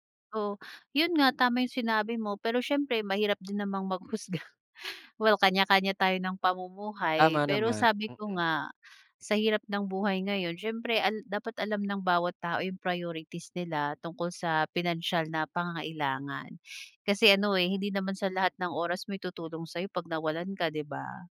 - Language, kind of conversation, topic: Filipino, podcast, Paano ka nagpapasya kung paano gagamitin ang pera mo at kung magkano ang ilalaan sa mga gastusin?
- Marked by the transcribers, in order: laughing while speaking: "maghusga"